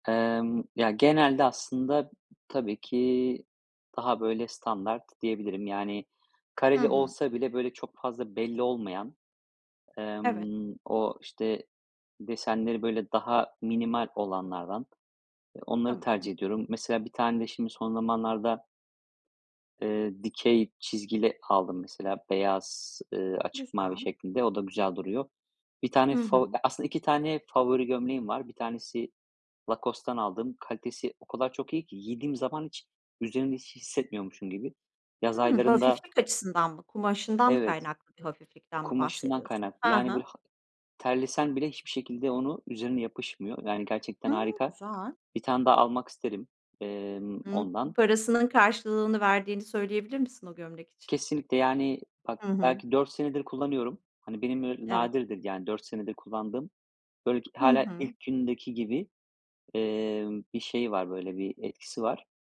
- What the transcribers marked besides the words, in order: tapping
- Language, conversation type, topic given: Turkish, podcast, Uygun bir bütçeyle şık görünmenin yolları nelerdir?